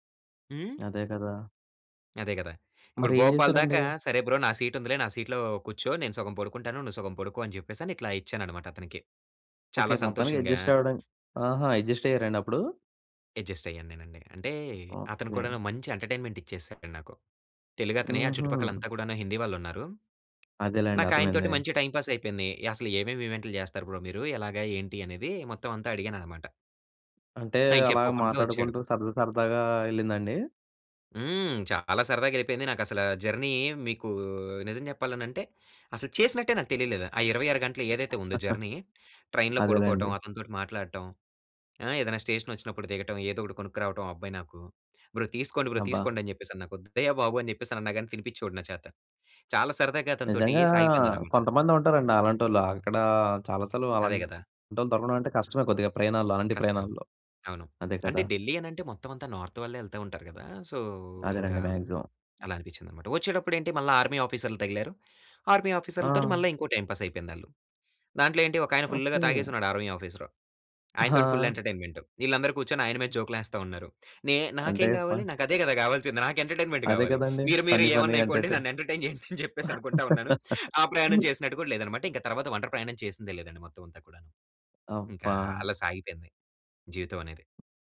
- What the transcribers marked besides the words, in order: in English: "బ్రో"; in English: "సీట్"; in English: "సీట్‌లో"; in English: "అడ్జస్ట్"; in English: "అడ్జస్ట్"; in English: "అడ్జస్ట్"; in English: "ఎంటర్టైన్మెంట్"; in English: "టైం పాస్"; in English: "బ్రో"; in English: "జర్నీ"; in English: "జర్నీ, ట్రైన్‌లో"; chuckle; in English: "స్టేషన్"; in English: "బ్రో"; in English: "బ్రో"; in English: "నార్త్"; in English: "సో"; in English: "మాక్సిమం"; in English: "టైమ్ పాస్"; in English: "ఫుల్‌గా"; other background noise; in English: "ఫుల్"; in English: "ఎంటర్టైన్మెంట్"; in English: "ఫన్నీ, ఫన్నీగా ఎంటర్టైన్"; laughing while speaking: "ఎంటర్టైన్ చేయండి అని చెప్పేసి అనుకుంటా ఉన్నాను"; in English: "ఎంటర్టైన్"; laugh
- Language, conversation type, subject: Telugu, podcast, మొదటిసారి ఒంటరిగా ప్రయాణం చేసినప్పుడు మీ అనుభవం ఎలా ఉండింది?